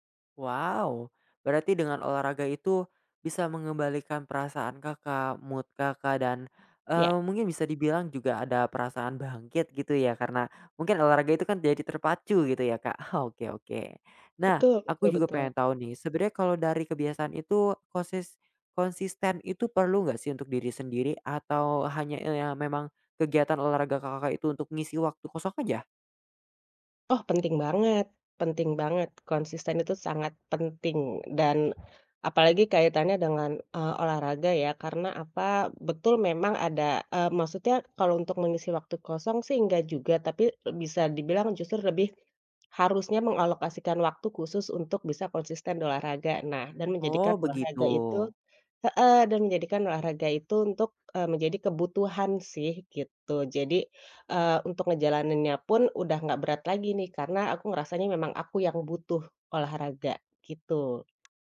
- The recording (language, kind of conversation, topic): Indonesian, podcast, Kebiasaan kecil apa yang paling membantu Anda bangkit setelah mengalami kegagalan?
- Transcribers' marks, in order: in English: "mood"; tapping; lip smack; other background noise